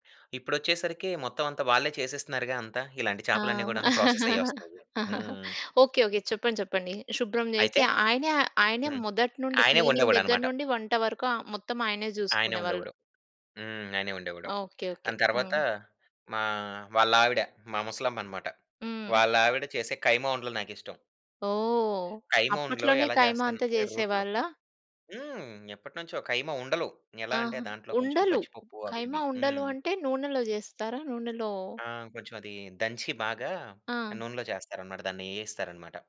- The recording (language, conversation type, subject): Telugu, podcast, మీ చిన్నప్పటి ఆహారానికి సంబంధించిన ఒక జ్ఞాపకాన్ని మాతో పంచుకుంటారా?
- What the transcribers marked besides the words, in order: chuckle; in English: "క్లీనింగ్"